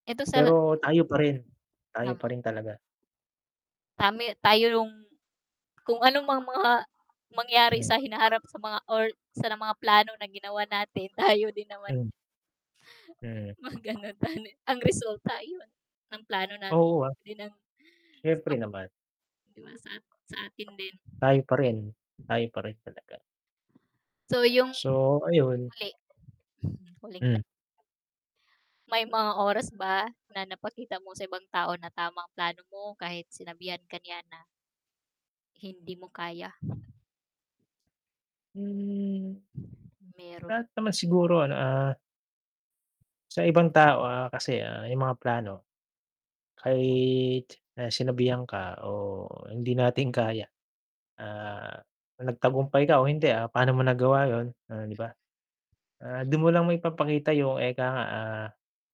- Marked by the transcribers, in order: static; tapping; wind; distorted speech; "Tama" said as "Tami"; chuckle; chuckle; other background noise; mechanical hum; unintelligible speech
- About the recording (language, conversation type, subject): Filipino, unstructured, Paano mo hinaharap ang mga taong humahadlang sa mga plano mo?